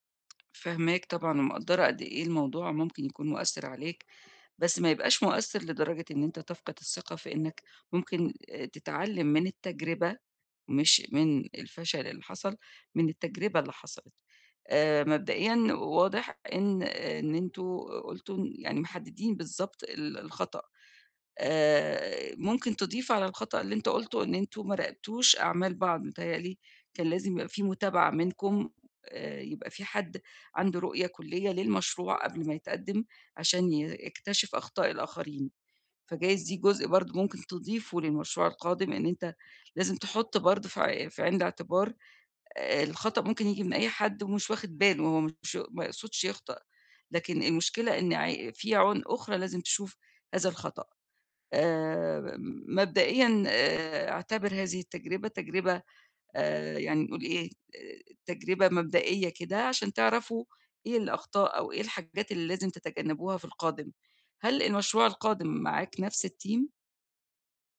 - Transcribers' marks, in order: tapping; in English: "الteam؟"
- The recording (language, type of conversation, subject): Arabic, advice, إزاي أقدر أستعيد ثقتي في نفسي بعد ما فشلت في شغل أو مشروع؟